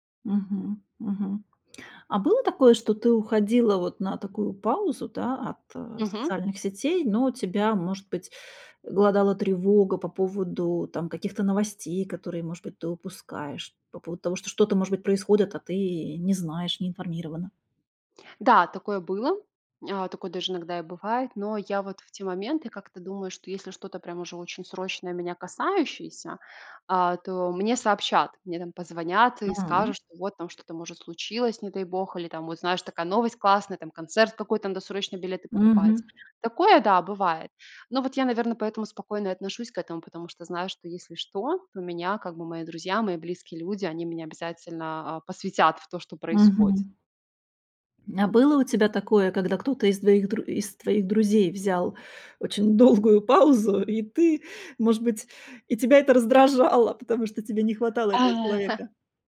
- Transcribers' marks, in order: laughing while speaking: "долгую паузу"; laughing while speaking: "раздражало"; laughing while speaking: "Ага"
- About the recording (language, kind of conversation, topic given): Russian, podcast, Как ты обычно берёшь паузу от социальных сетей?